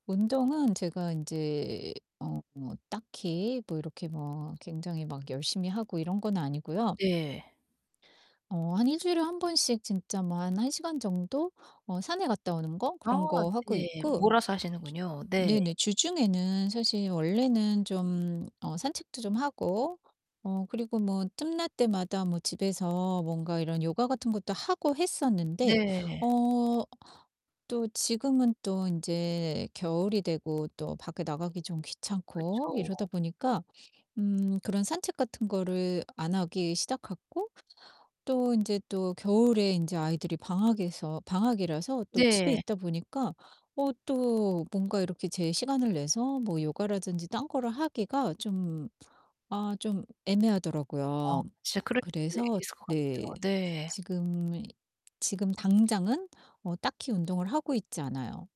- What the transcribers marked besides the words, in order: distorted speech; "시작했고" said as "시작핬고"
- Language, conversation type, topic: Korean, advice, 휴식할 때 왜 자꾸 불안하고 편안함을 느끼지 못하나요?